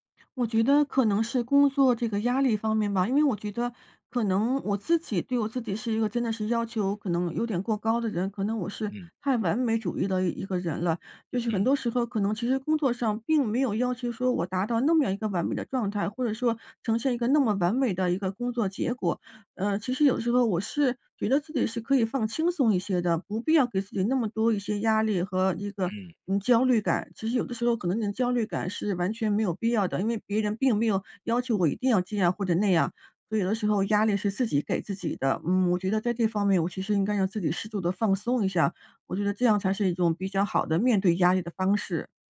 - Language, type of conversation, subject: Chinese, advice, 咖啡和饮食让我更焦虑，我该怎么调整才能更好地管理压力？
- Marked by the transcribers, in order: none